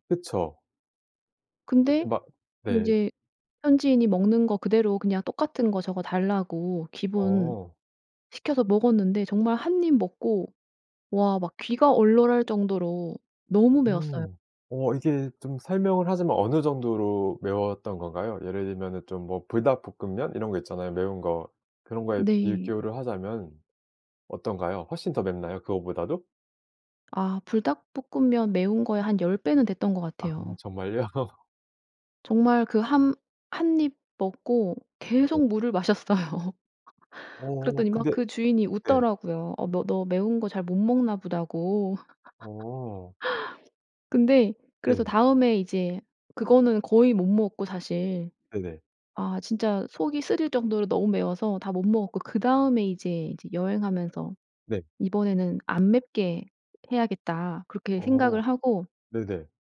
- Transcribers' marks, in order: laugh; laughing while speaking: "마셨어요"; laugh; laugh
- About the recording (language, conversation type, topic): Korean, podcast, 음식 때문에 생긴 웃긴 에피소드가 있나요?